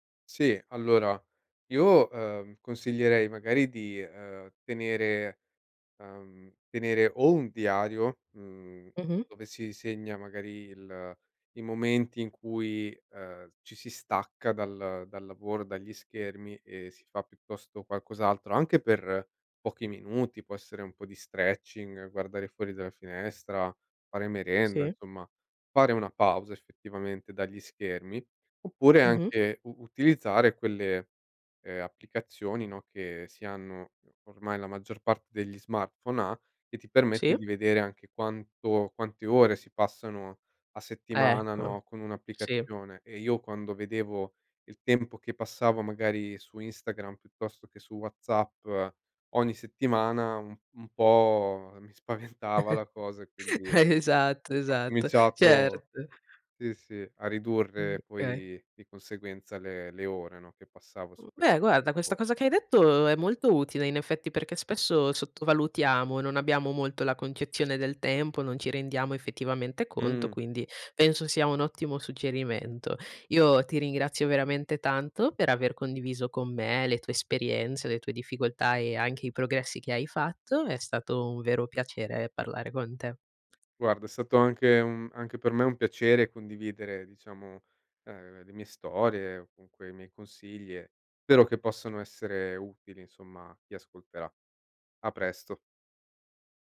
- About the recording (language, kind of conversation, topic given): Italian, podcast, Cosa fai per limitare il tempo davanti agli schermi?
- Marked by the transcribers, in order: chuckle; laughing while speaking: "spaventava"; laughing while speaking: "Esatto, esatto"; "okay" said as "kay"